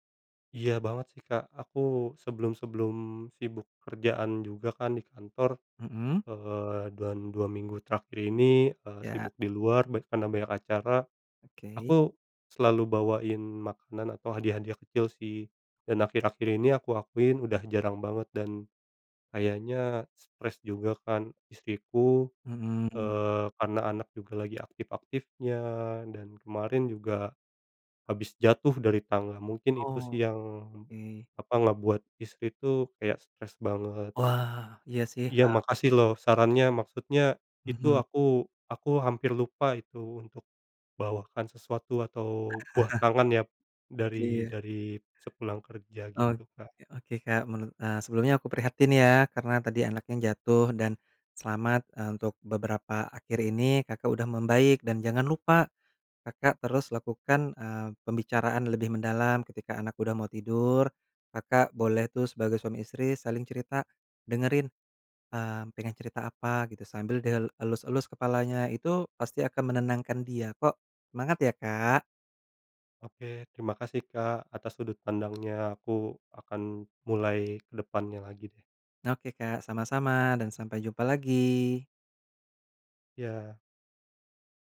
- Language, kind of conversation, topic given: Indonesian, advice, Pertengkaran yang sering terjadi
- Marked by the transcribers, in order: chuckle